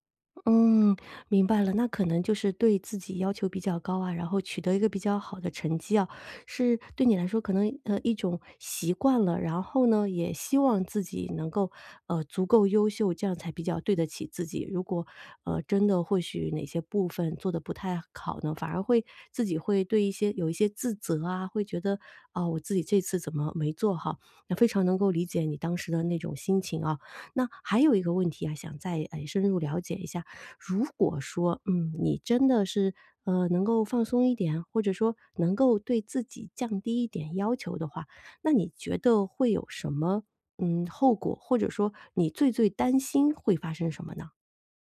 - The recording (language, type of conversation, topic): Chinese, advice, 我对自己要求太高，怎样才能不那么累？
- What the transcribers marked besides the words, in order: "好" said as "考"